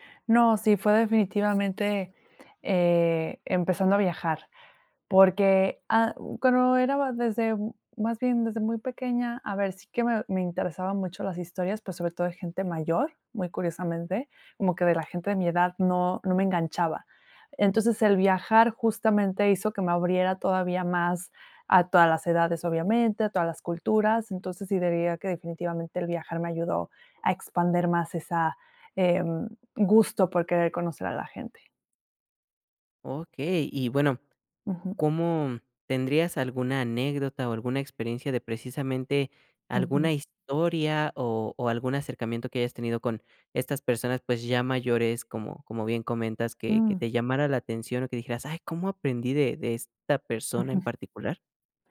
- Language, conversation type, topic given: Spanish, podcast, ¿Qué consejos tienes para hacer amigos viajando solo?
- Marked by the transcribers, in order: other background noise